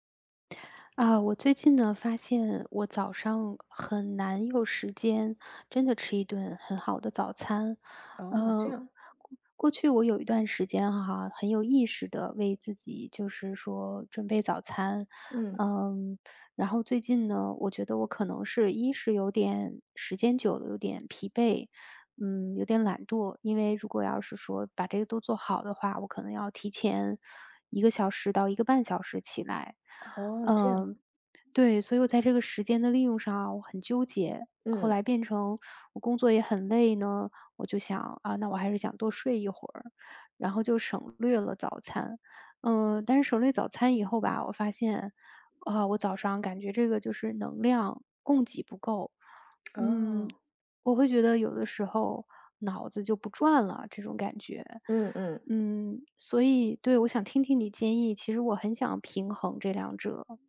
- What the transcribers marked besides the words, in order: none
- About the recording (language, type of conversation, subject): Chinese, advice, 不吃早餐会让你上午容易饿、注意力不集中吗？